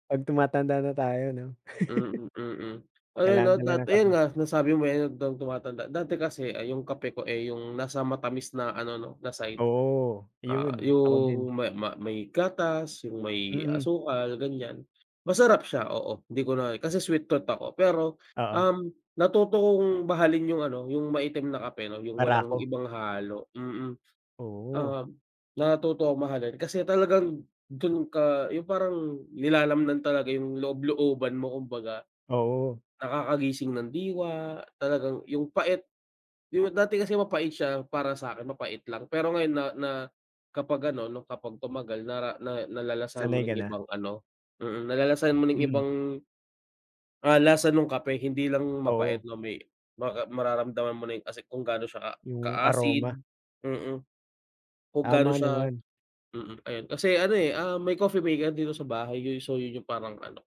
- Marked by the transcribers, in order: laugh
- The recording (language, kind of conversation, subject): Filipino, unstructured, Ano ang paborito mong gawin tuwing umaga para maging masigla?